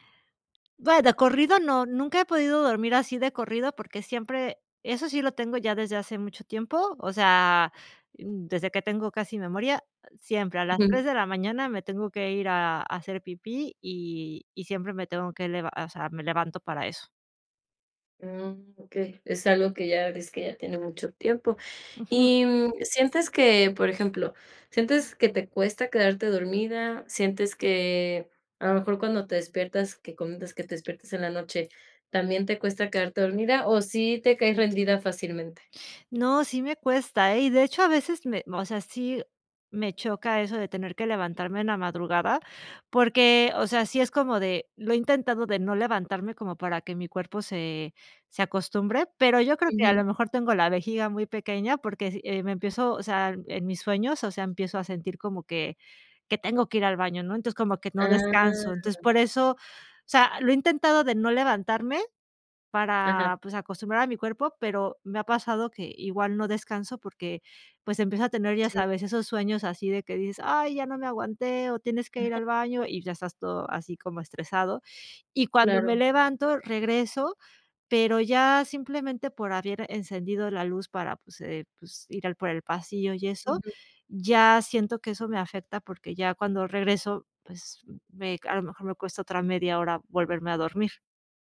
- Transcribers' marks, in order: other background noise; other noise
- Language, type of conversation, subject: Spanish, advice, ¿Por qué me despierto cansado aunque duermo muchas horas?